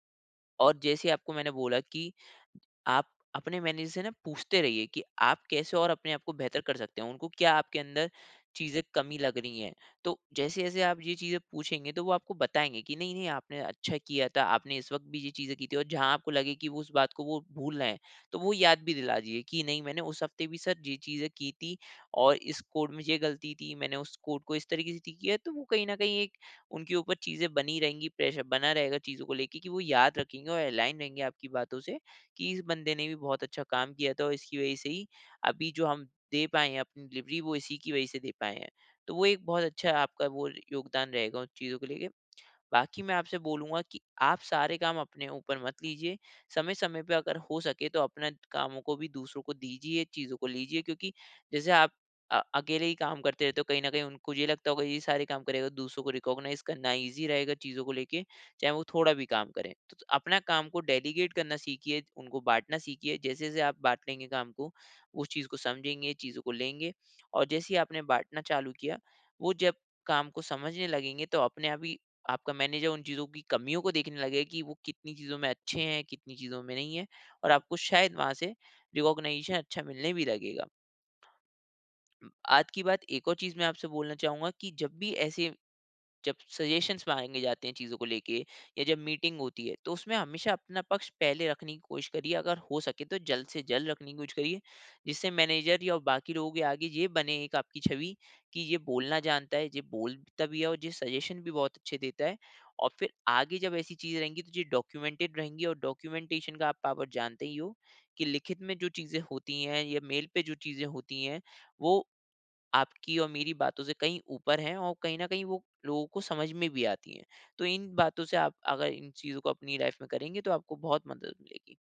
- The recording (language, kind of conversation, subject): Hindi, advice, मैं अपने योगदान की मान्यता कैसे सुनिश्चित कर सकता/सकती हूँ?
- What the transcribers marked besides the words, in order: in English: "प्रेशर"; in English: "अलाइन"; in English: "डिलिवरी"; in English: "रिकॉग्नाइज़"; in English: "ईज़ी"; in English: "डेलीगेट"; in English: "रिकॉग्निशन"; lip smack; in English: "सजेशंस"; in English: "मीटिंग"; in English: "सजेशन"; in English: "डॉक्यूमेंटेड"; in English: "डॉक्यूमेंटेशन"; in English: "पावर"; in English: "लाइफ"